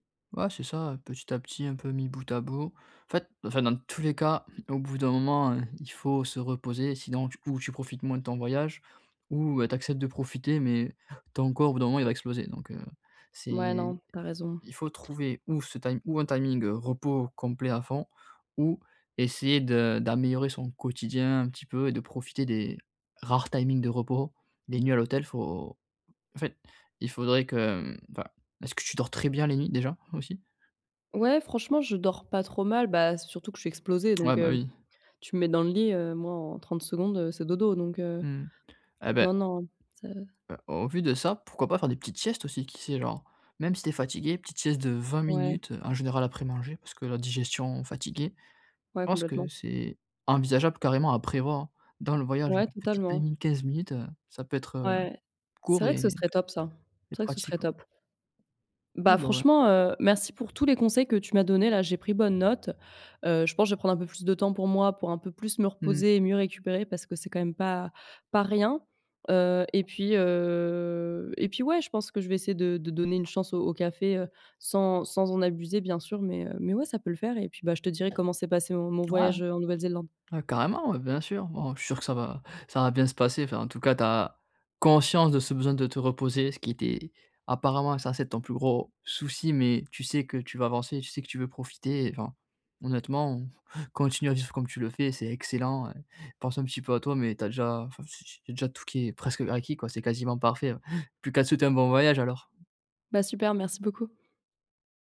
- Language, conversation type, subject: French, advice, Comment éviter l’épuisement et rester en forme pendant un voyage ?
- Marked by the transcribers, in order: stressed: "tous"; tapping; other background noise; drawn out: "heu"; stressed: "conscience"; chuckle